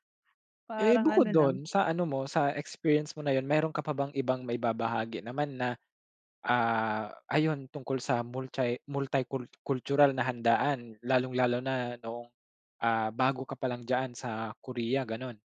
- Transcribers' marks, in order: none
- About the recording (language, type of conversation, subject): Filipino, podcast, Maaari mo bang ikuwento ang isang handaang dinaluhan mo na nagsama-sama ang mga tao mula sa iba’t ibang kultura?